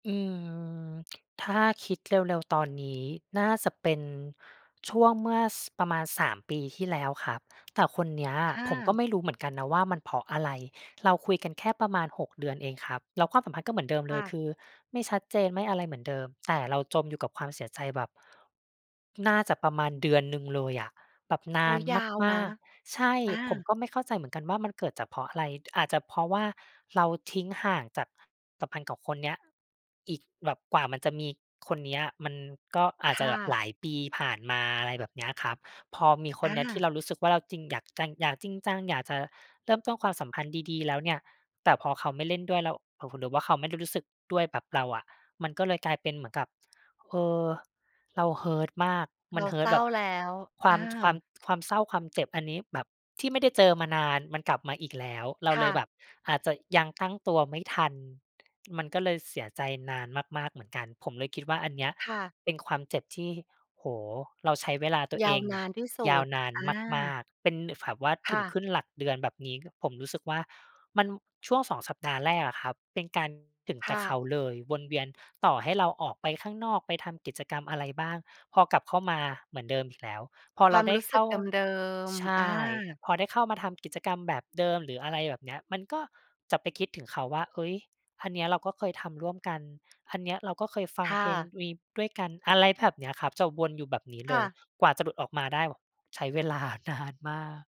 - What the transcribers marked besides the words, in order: in English: "hurt"; in English: "hurt"; laughing while speaking: "เวลานานมาก"
- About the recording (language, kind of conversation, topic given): Thai, podcast, คุณมีวิธีปลอบใจตัวเองเวลาเศร้าบ้างไหม?